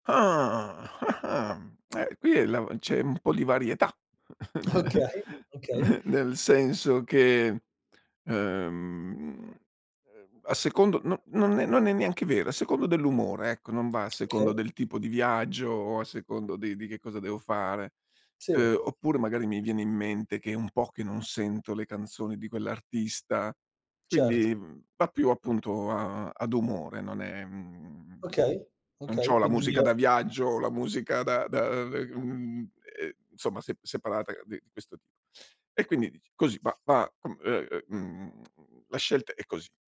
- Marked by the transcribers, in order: put-on voice: "Ah, ah-ah! Mhmm"; tsk; chuckle; "insomma" said as "nsomma"
- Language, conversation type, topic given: Italian, podcast, Che playlist metti per un viaggio in macchina?